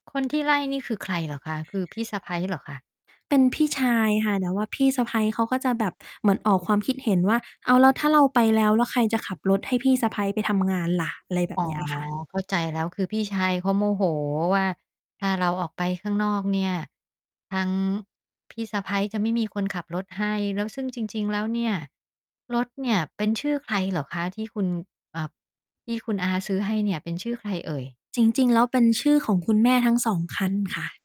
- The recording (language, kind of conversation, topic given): Thai, advice, คุณกำลังมีความขัดแย้งกับพี่น้องเรื่องมรดกหรือทรัพย์สินอย่างไร?
- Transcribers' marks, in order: other background noise; tapping